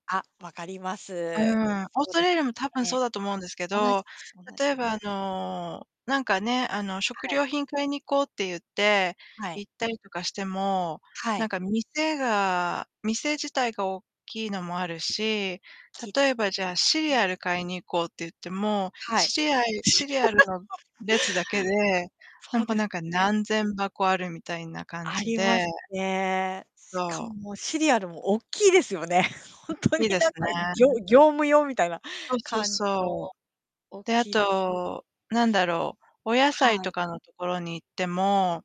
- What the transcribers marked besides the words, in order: distorted speech; laugh; laughing while speaking: "ほんとに"
- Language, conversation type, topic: Japanese, unstructured, 初めて訪れた場所の思い出は何ですか？